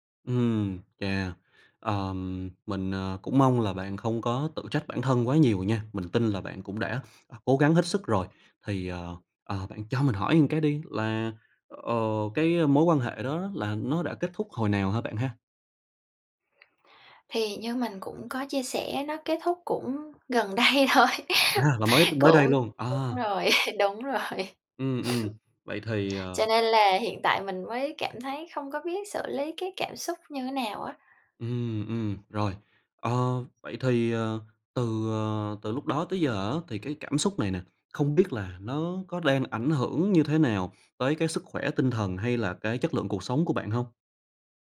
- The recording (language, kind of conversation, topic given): Vietnamese, advice, Làm sao để mình vượt qua cú chia tay đột ngột và xử lý cảm xúc của mình?
- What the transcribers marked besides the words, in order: "một" said as "ừn"; tapping; laughing while speaking: "thôi"; sniff